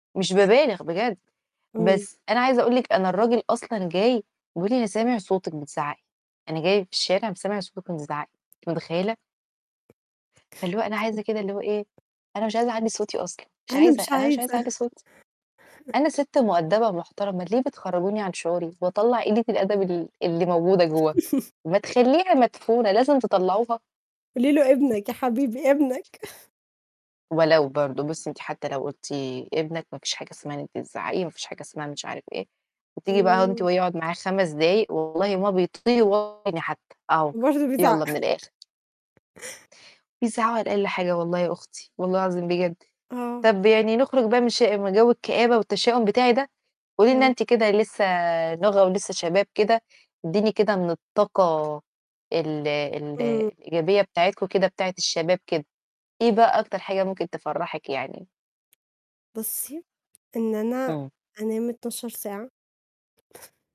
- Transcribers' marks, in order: tapping; chuckle; chuckle; chuckle; other background noise; chuckle; distorted speech; unintelligible speech; laughing while speaking: "بيزعّق"; chuckle; chuckle
- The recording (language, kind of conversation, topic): Arabic, unstructured, إيه الحاجة اللي لسه بتفرّحك رغم مرور السنين؟